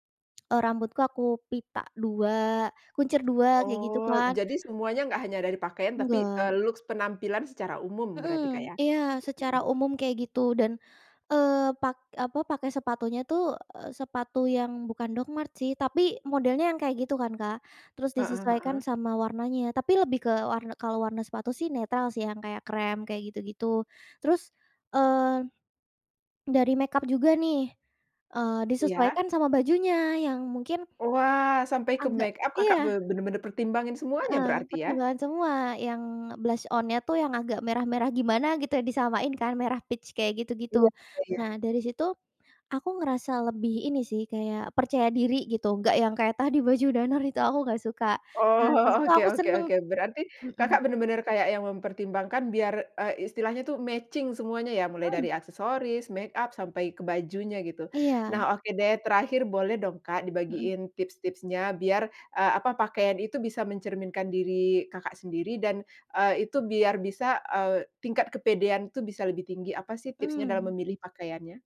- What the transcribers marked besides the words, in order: in English: "looks"; in English: "make-up"; in English: "make-up"; in English: "blush-on-nya"; in English: "peach"; in English: "matching"; in English: "make-up"
- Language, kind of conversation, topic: Indonesian, podcast, Bagaimana pakaian dapat mengubah suasana hatimu dalam keseharian?